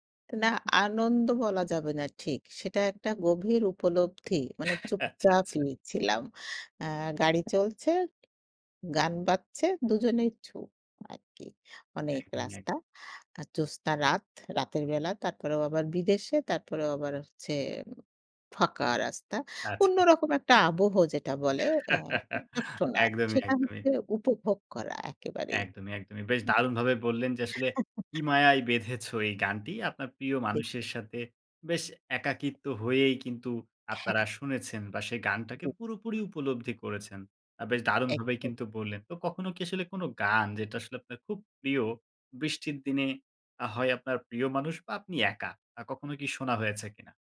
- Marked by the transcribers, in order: other background noise; laughing while speaking: "আচ্ছা, আচ্ছা"; chuckle; unintelligible speech; chuckle
- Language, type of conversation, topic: Bengali, podcast, মন খারাপ হলে কোন গানটা শুনলে আপনার মুখে হাসি ফুটে ওঠে?